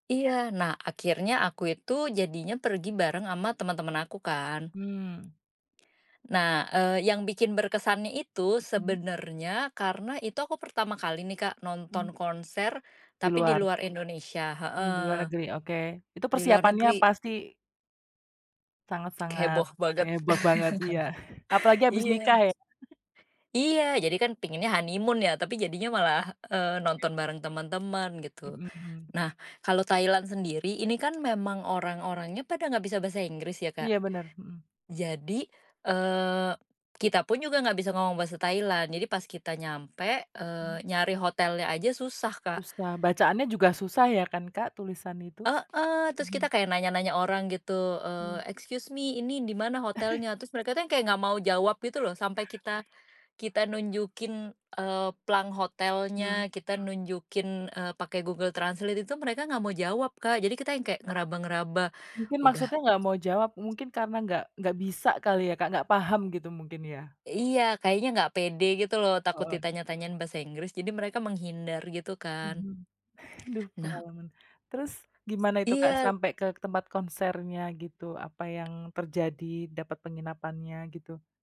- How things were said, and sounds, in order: other background noise; laugh; in English: "honeymoon"; chuckle; unintelligible speech; in English: "Excuse me"; chuckle; chuckle; tapping
- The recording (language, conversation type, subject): Indonesian, podcast, Apa pengalaman konser atau pertunjukan musik yang paling berkesan buat kamu?